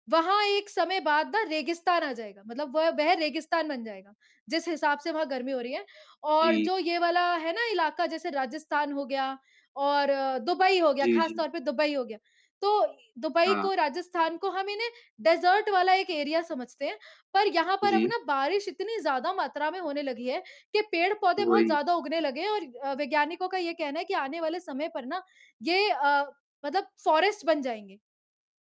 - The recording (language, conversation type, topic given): Hindi, unstructured, ग्लोबल वार्मिंग को रोकने के लिए एक आम आदमी क्या कर सकता है?
- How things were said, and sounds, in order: in English: "डेज़र्ट"; in English: "एरिया"; in English: "फ़ॉरेस्ट"